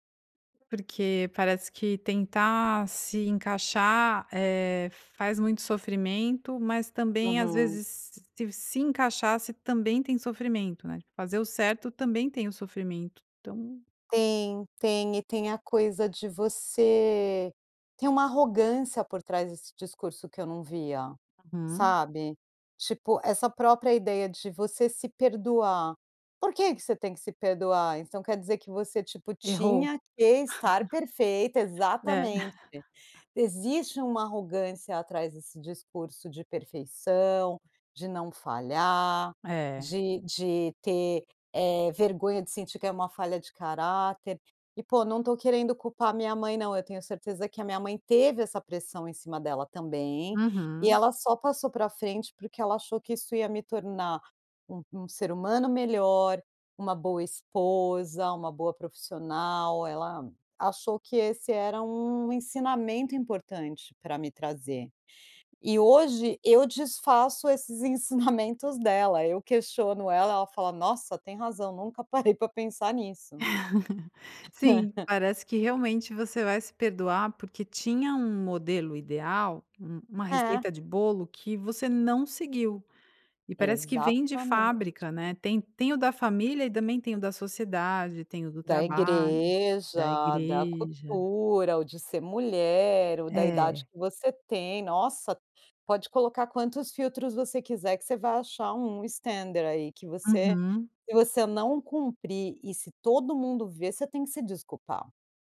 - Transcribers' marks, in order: chuckle; laugh; "poxa" said as "pô"; tapping; laughing while speaking: "parei"; laugh; in English: "standard"
- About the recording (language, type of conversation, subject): Portuguese, podcast, O que te ajuda a se perdoar?